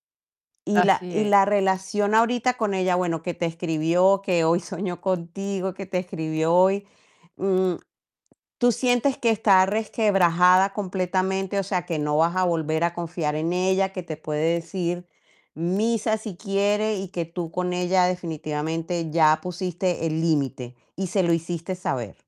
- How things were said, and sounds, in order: static; laughing while speaking: "soñó"; tapping
- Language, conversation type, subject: Spanish, advice, ¿Cómo te has sentido al sentirte usado por amigos que solo te piden favores?